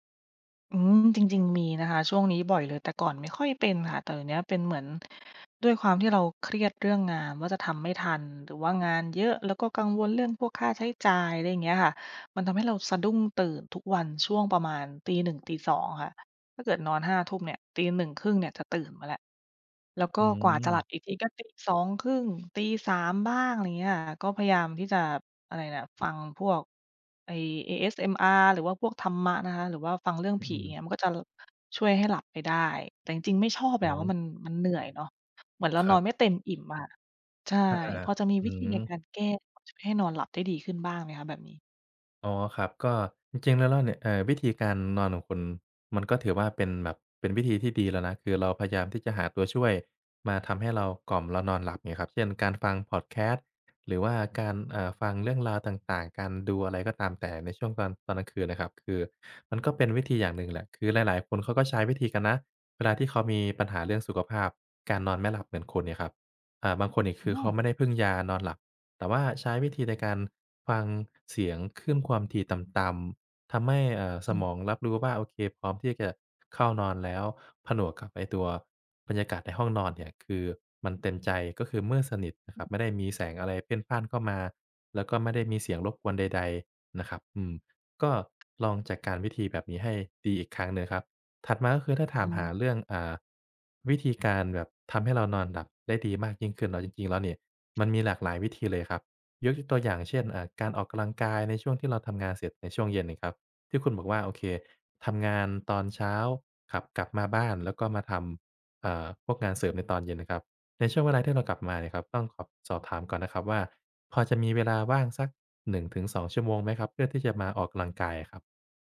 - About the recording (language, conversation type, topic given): Thai, advice, นอนไม่หลับเพราะคิดเรื่องงานจนเหนื่อยล้าทั้งวัน
- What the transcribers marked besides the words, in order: tapping; "ออกกำลังกาย" said as "ออกกะลังกาย"; "ออกกำลังกาย" said as "ออกกะลังกาย"